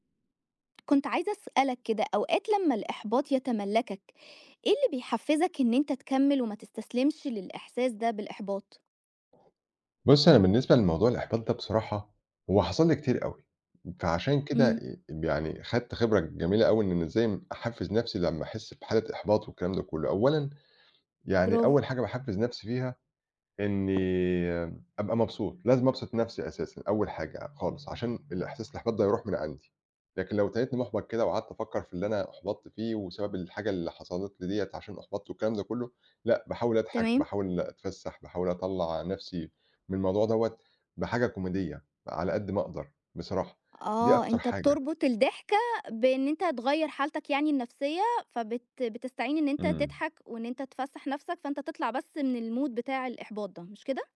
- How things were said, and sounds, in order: tapping; in English: "الMood"
- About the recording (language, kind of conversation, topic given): Arabic, podcast, إيه اللي بيحفّزك تكمّل لما تحس بالإحباط؟